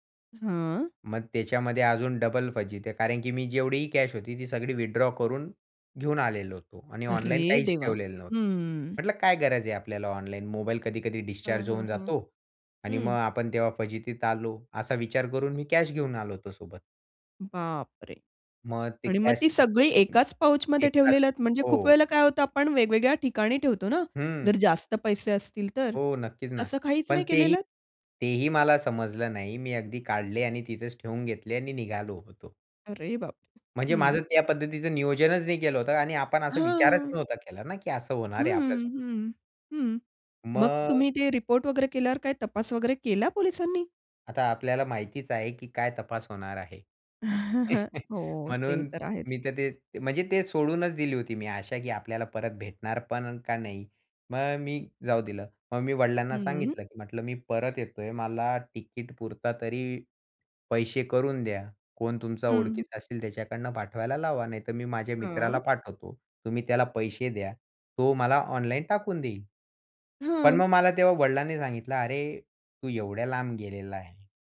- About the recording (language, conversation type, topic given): Marathi, podcast, प्रवासात तुमचं सामान कधी हरवलं आहे का, आणि मग तुम्ही काय केलं?
- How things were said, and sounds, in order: in English: "विथड्रॉ"; other noise; other background noise; chuckle; tapping